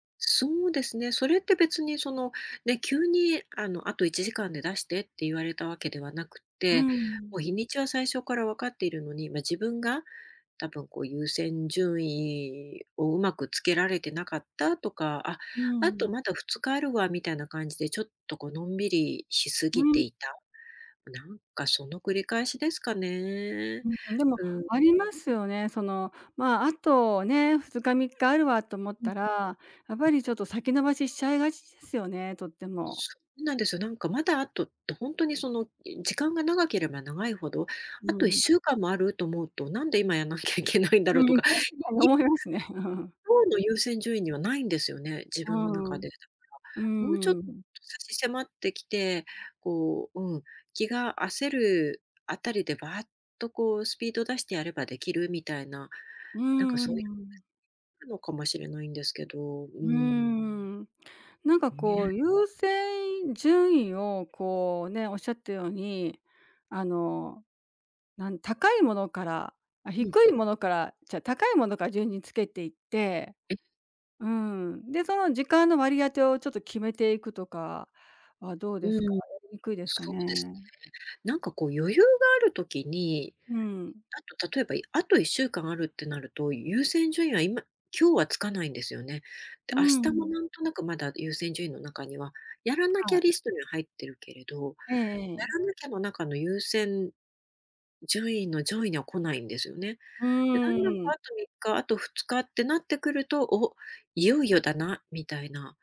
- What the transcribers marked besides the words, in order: laughing while speaking: "確かに思いますね。うん"; laughing while speaking: "やんなきゃいけないんだろう"; unintelligible speech; unintelligible speech; other background noise
- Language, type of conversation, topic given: Japanese, advice, 締め切り前に慌てて短時間で詰め込んでしまう癖を直すにはどうすればよいですか？